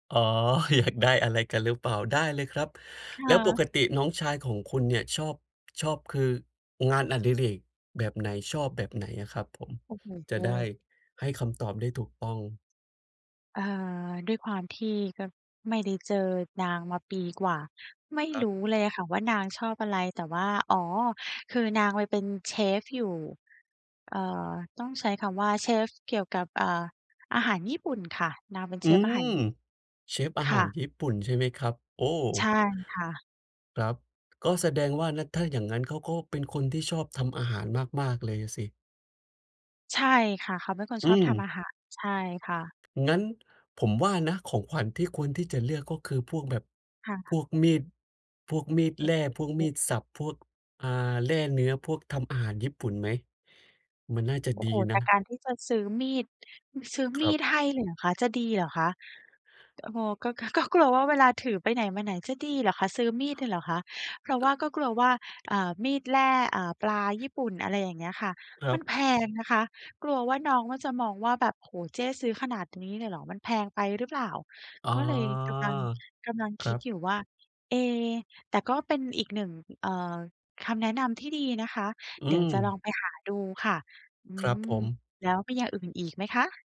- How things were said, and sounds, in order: laughing while speaking: "อยาก"; unintelligible speech; other background noise
- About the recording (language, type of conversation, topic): Thai, advice, จะเลือกของขวัญให้ถูกใจคนที่ไม่แน่ใจว่าเขาชอบอะไรได้อย่างไร?